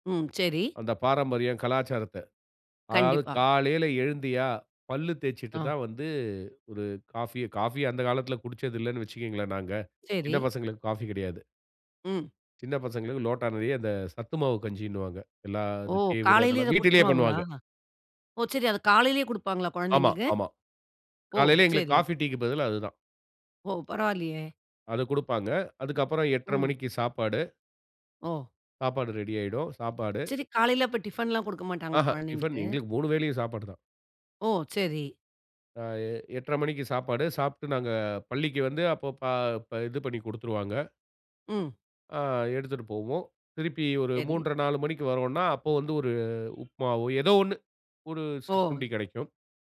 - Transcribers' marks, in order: chuckle; other background noise
- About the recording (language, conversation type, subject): Tamil, podcast, உங்கள் குழந்தைகளுக்குக் குடும்பக் கலாச்சாரத்தை தலைமுறைதோறும் எப்படி கடத்திக் கொடுக்கிறீர்கள்?